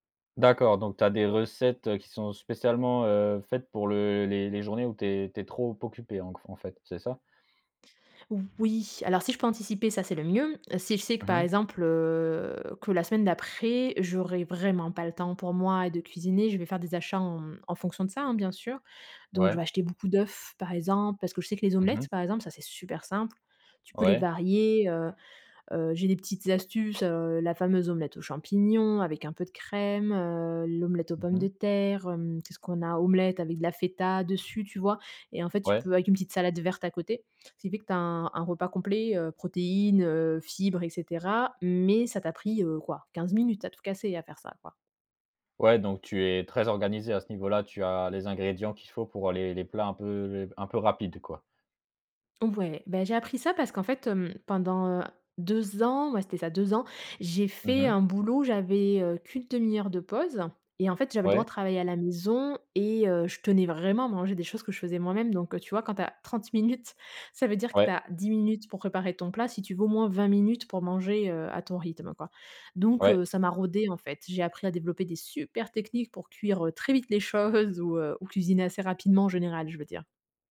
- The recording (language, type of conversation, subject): French, podcast, Comment t’organises-tu pour cuisiner quand tu as peu de temps ?
- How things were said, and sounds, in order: drawn out: "heu"; stressed: "vraiment"; stressed: "supers"; laughing while speaking: "choses"